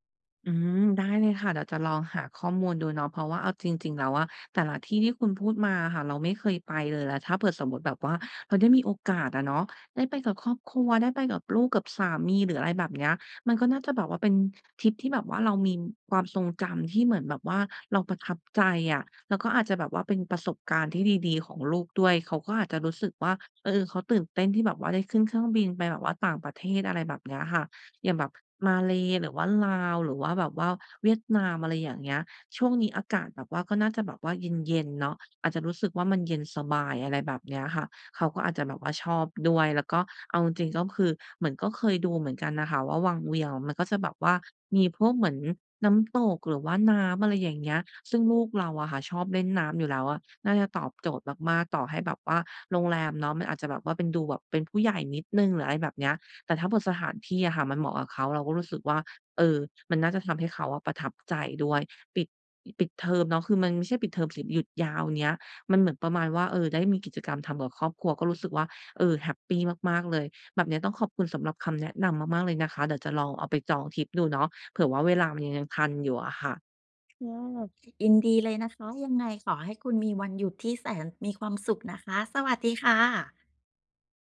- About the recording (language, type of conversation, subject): Thai, advice, จะวางแผนวันหยุดให้คุ้มค่าในงบจำกัดได้อย่างไร?
- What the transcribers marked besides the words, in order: "มี" said as "มิน"; "วังเวียง" said as "วังเวียว"